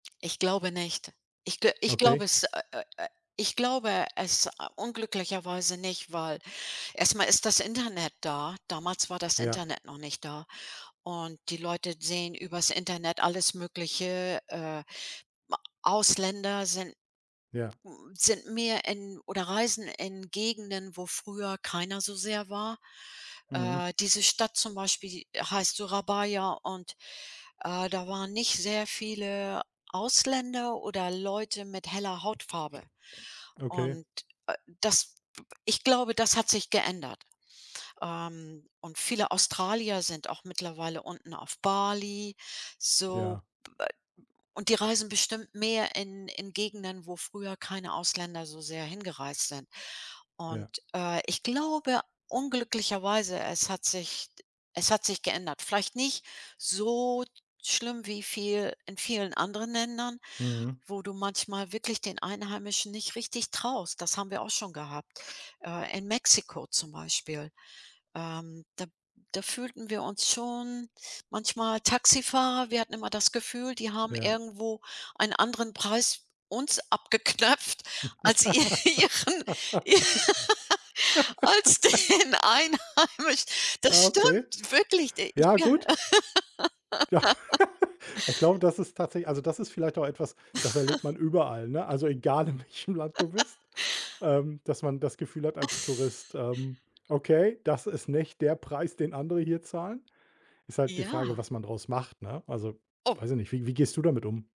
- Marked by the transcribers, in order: other background noise; laugh; laughing while speaking: "abgeknöpft als ihren ihr als den Einheimisch"; laughing while speaking: "Ja"; laugh; chuckle; tapping; laughing while speaking: "egal, in welchem Land"; laugh; snort
- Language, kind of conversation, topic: German, podcast, Welche Begegnung mit Einheimischen ist dir besonders im Gedächtnis geblieben?